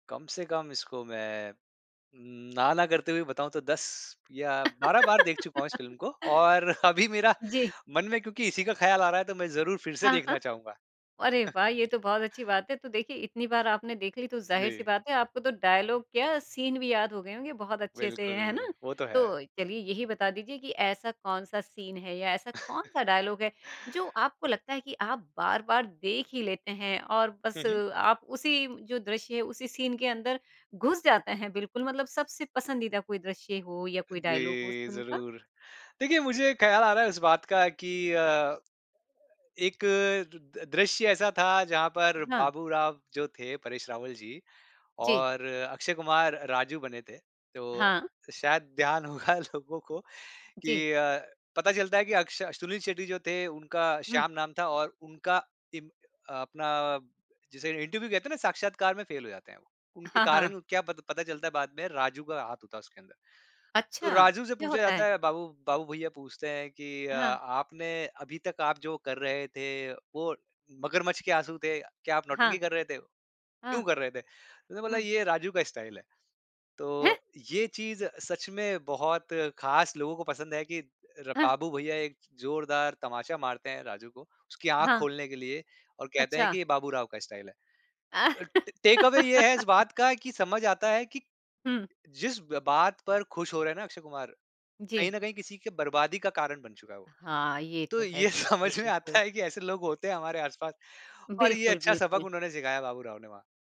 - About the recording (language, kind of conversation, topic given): Hindi, podcast, बताइए, कौन-सी फिल्म आप बार-बार देख सकते हैं?
- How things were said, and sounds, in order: laugh; chuckle; in English: "डायलॉग"; tapping; chuckle; in English: "डायलॉग"; in English: "डायलॉग"; laughing while speaking: "लोगों को"; in English: "टेक अवे"; chuckle; laughing while speaking: "समझ में आता है कि"